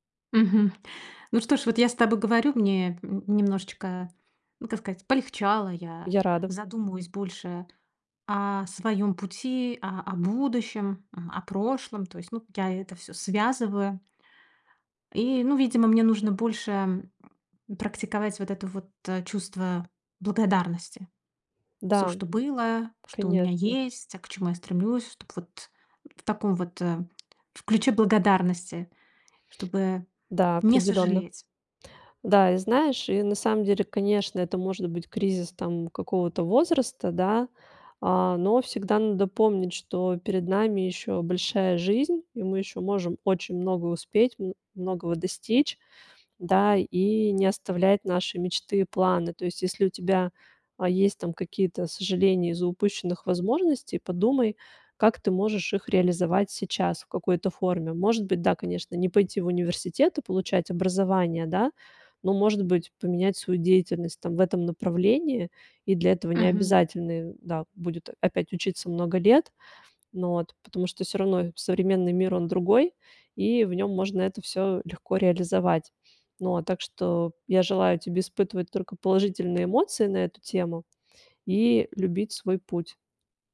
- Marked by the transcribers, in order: tapping
- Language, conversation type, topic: Russian, advice, Как вы переживаете сожаление об упущенных возможностях?